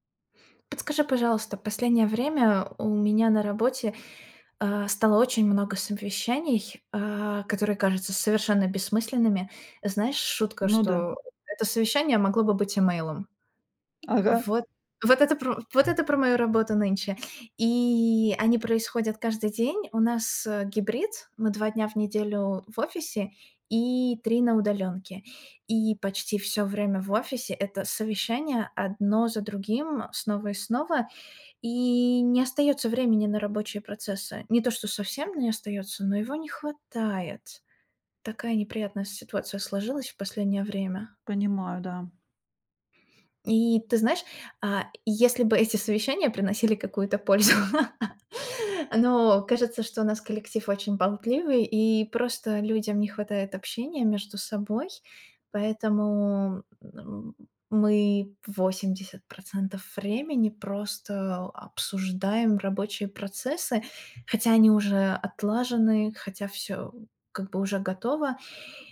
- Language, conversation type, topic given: Russian, advice, Как сократить количество бессмысленных совещаний, которые отнимают рабочее время?
- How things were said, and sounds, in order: laugh